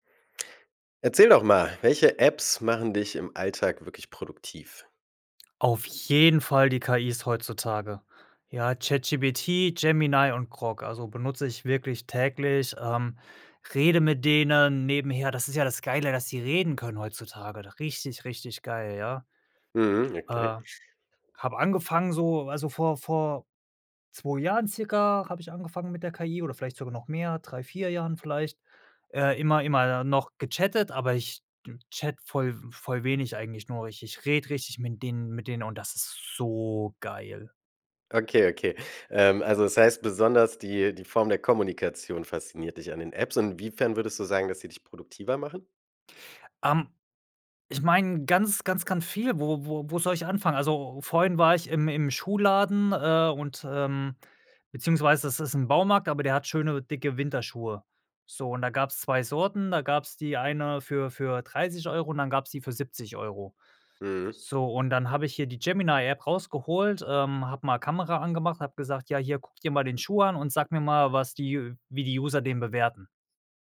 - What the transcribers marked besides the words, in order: none
- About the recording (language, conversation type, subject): German, podcast, Welche Apps machen dich im Alltag wirklich produktiv?